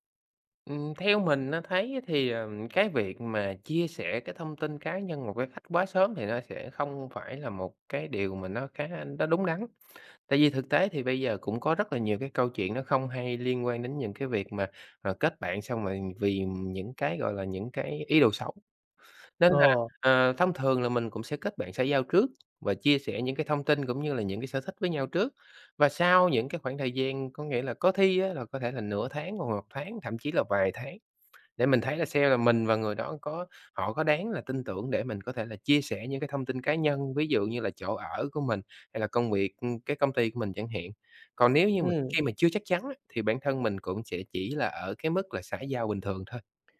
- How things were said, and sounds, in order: tapping
- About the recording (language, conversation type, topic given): Vietnamese, podcast, Bạn có thể kể về một chuyến đi mà trong đó bạn đã kết bạn với một người lạ không?